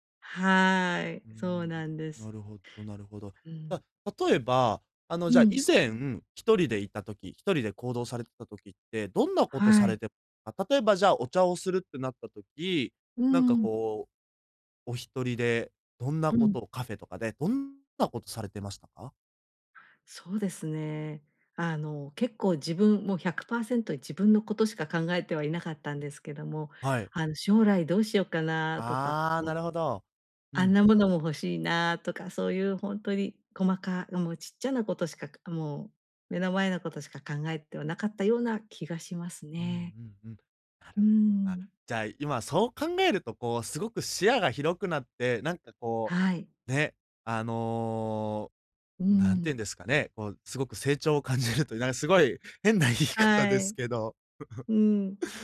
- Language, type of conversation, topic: Japanese, advice, 別れた後の孤独感をどうやって乗り越えればいいですか？
- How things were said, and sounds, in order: other background noise; laughing while speaking: "感じると"; laughing while speaking: "変な言い方ですけど"; laugh